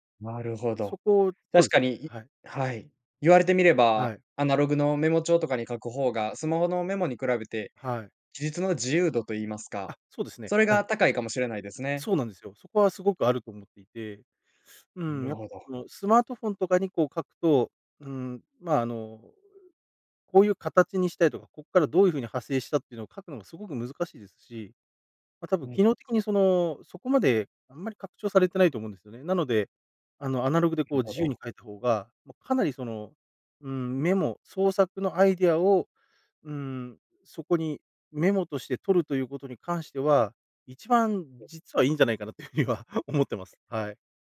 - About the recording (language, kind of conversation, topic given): Japanese, podcast, 創作のアイデアは普段どこから湧いてくる？
- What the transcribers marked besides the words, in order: other noise; laughing while speaking: "という風には"